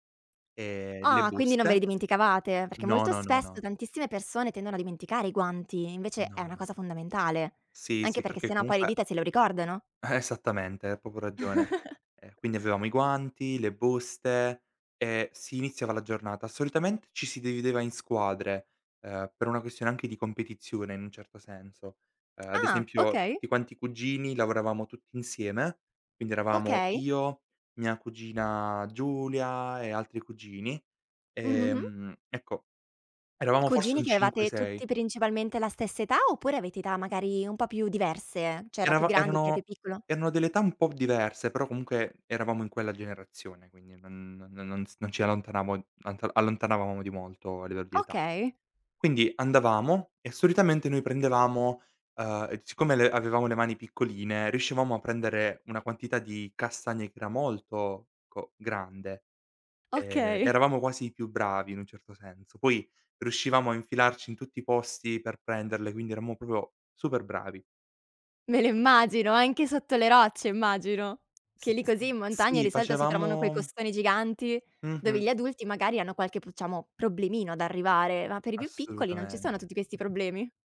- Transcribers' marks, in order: tapping; chuckle; other background noise; "Cioè" said as "ceh"; "siccome" said as "cicome"; "proprio" said as "propio"; "diciamo" said as "puciamo"
- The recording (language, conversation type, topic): Italian, podcast, Qual è una tradizione di famiglia che ricordi con affetto?